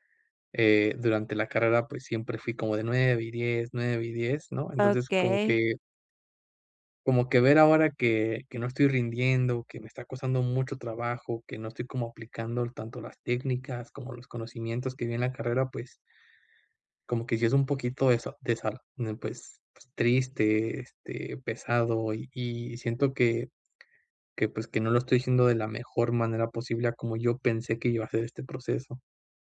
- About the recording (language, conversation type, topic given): Spanish, advice, ¿Cómo puedo dejar de castigarme tanto por mis errores y evitar que la autocrítica frene mi progreso?
- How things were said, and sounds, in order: none